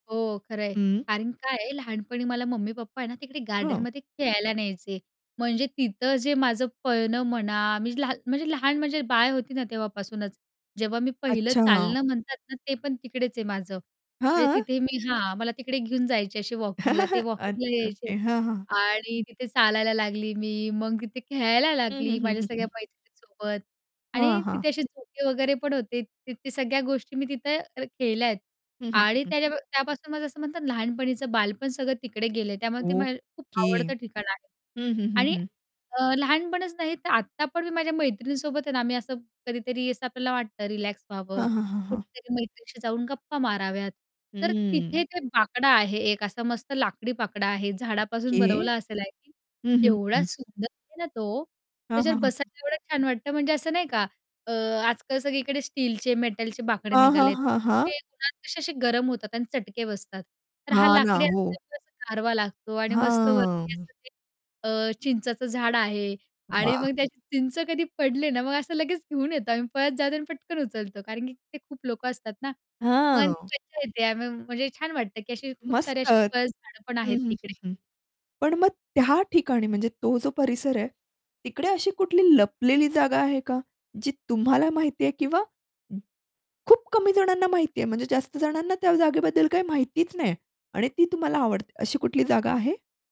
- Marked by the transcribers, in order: other background noise; chuckle; static; distorted speech; joyful: "आणि मग त्याची चिंच कधी … आणि पटकन उचलतो"; tapping
- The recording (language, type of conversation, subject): Marathi, podcast, तुमच्या परिसरातली लपलेली जागा कोणती आहे, आणि ती तुम्हाला का आवडते?
- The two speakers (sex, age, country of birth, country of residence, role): female, 20-24, India, India, guest; female, 30-34, India, India, host